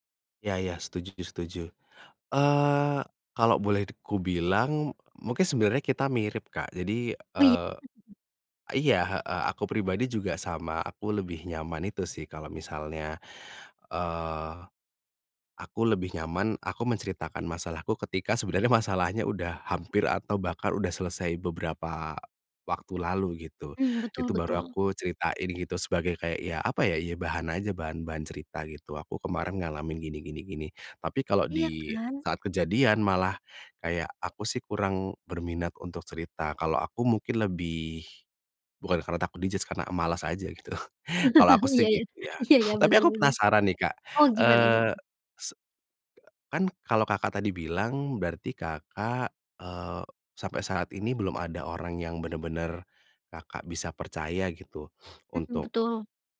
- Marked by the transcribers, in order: chuckle; tapping; in English: "di-judge"; chuckle; sniff
- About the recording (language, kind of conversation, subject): Indonesian, podcast, Bagaimana kamu biasanya menandai batas ruang pribadi?